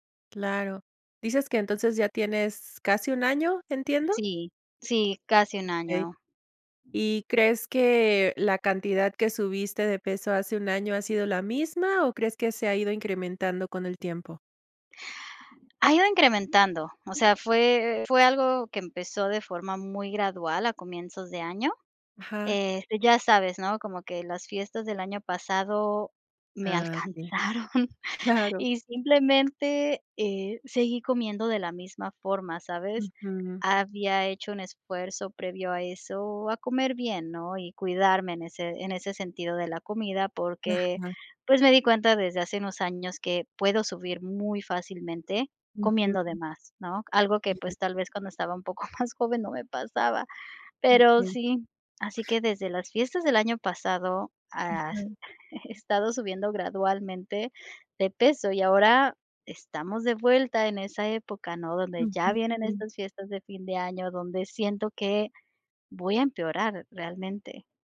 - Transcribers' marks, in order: laughing while speaking: "alcanzaron"; giggle
- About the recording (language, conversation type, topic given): Spanish, advice, ¿Qué cambio importante en tu salud personal está limitando tus actividades?